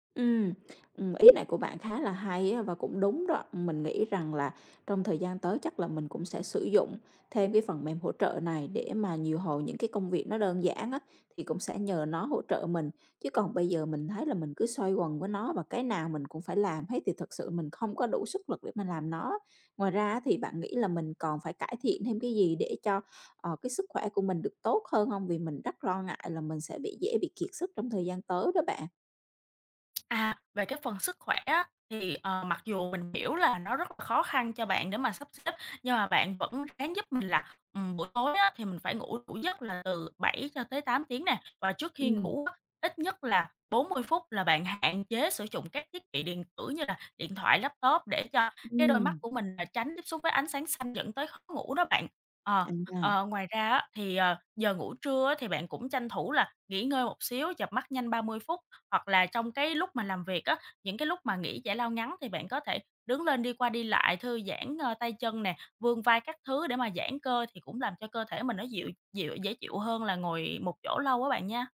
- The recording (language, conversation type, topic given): Vietnamese, advice, Bạn cảm thấy thế nào khi công việc quá tải khiến bạn lo sợ bị kiệt sức?
- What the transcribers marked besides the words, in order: other background noise; tapping; unintelligible speech